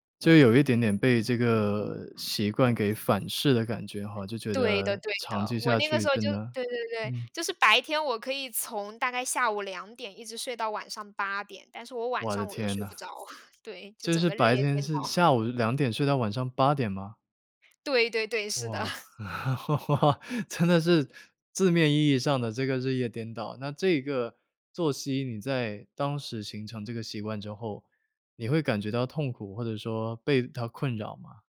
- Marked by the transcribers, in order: tapping; other background noise; chuckle; laugh; chuckle; laughing while speaking: "真的是"
- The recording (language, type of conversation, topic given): Chinese, podcast, 你是怎么下定决心改变某个习惯的？